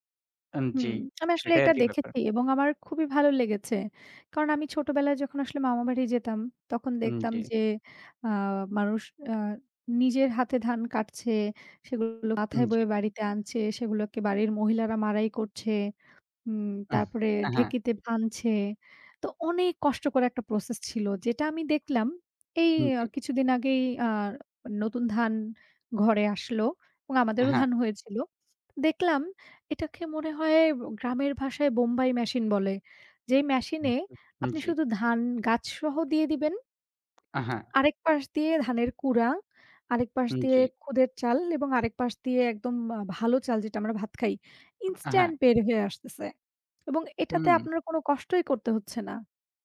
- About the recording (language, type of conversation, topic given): Bengali, unstructured, আপনার জীবনে প্রযুক্তির সবচেয়ে বড় পরিবর্তন কী?
- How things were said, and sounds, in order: lip smack; tapping; scoff; lip smack; horn